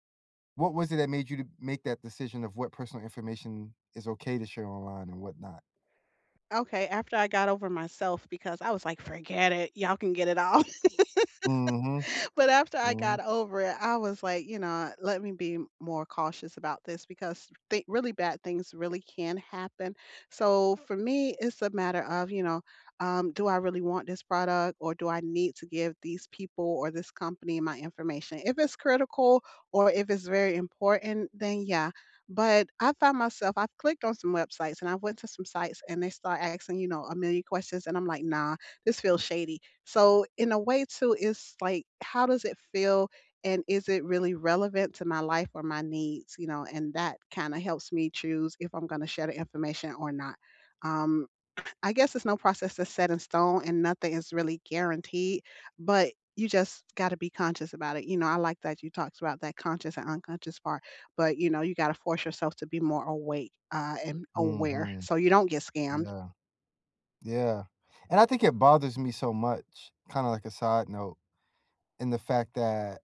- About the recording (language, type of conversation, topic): English, unstructured, Do you think technology can sometimes feel creepy or invasive?
- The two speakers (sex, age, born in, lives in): female, 45-49, United States, United States; male, 40-44, United States, United States
- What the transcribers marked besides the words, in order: laugh; other background noise; tapping